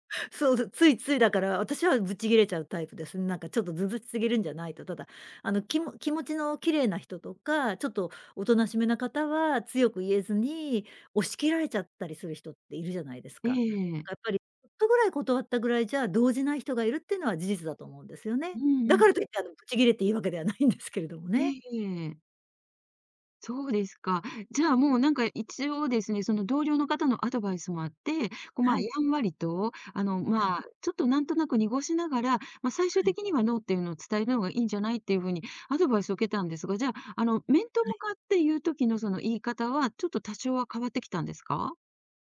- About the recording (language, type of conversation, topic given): Japanese, podcast, 「ノー」と言うのは難しい？どうしてる？
- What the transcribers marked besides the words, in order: chuckle